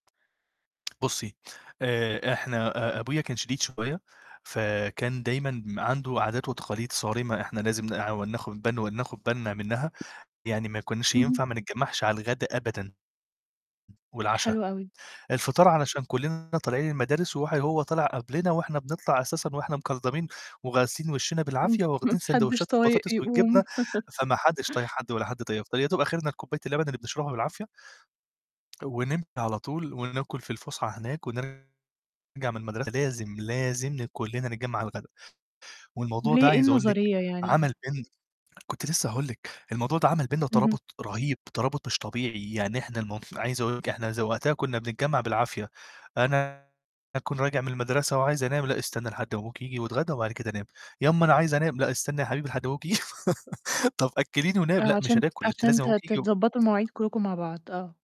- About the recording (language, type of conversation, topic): Arabic, podcast, إزاي بتعلّموا ولادكم عاداتكم؟
- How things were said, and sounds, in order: tapping; distorted speech; "وغاسلين" said as "وغالسين"; chuckle; chuckle; chuckle